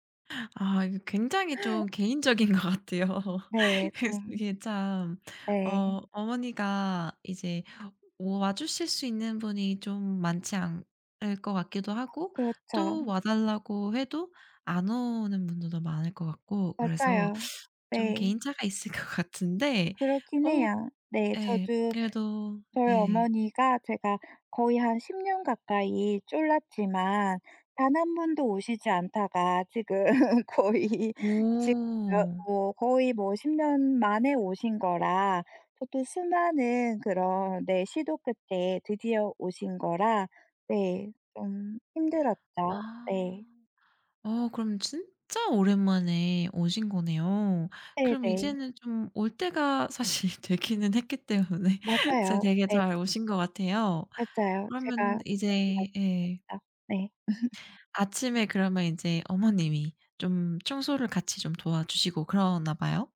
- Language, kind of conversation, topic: Korean, podcast, 아침에 상쾌하게 일어나는 비법이 뭐예요?
- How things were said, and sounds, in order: other background noise; laughing while speaking: "것 같아요"; laughing while speaking: "있을 것"; tapping; laughing while speaking: "지금 거의"; unintelligible speech; laughing while speaking: "사실 되기는 했기 때문에"; laugh